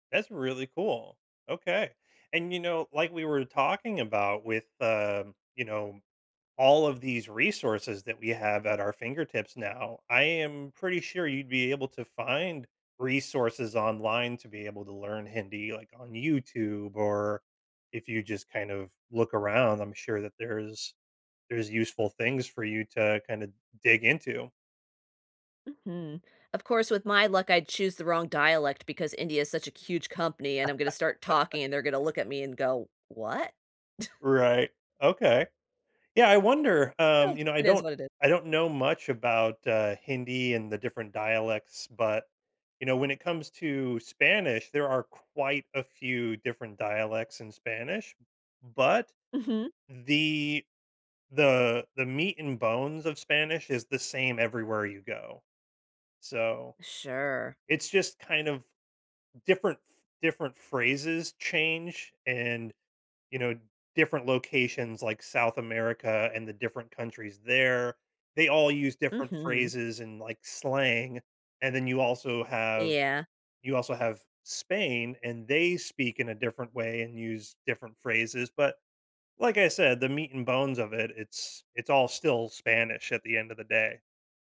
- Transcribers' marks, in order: tapping; laugh; chuckle
- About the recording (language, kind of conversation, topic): English, unstructured, What skill should I learn sooner to make life easier?
- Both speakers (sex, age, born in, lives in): female, 40-44, United States, United States; male, 40-44, United States, United States